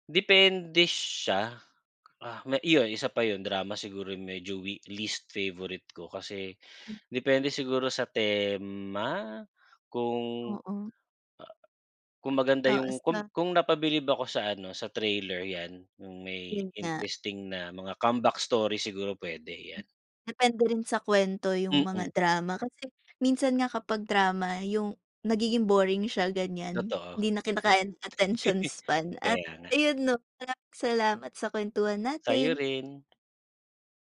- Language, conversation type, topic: Filipino, unstructured, Ano ang huling pelikulang talagang nagpasaya sa’yo?
- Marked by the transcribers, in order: tapping; other background noise; "Oo" said as "oos"; laugh; in English: "attention span"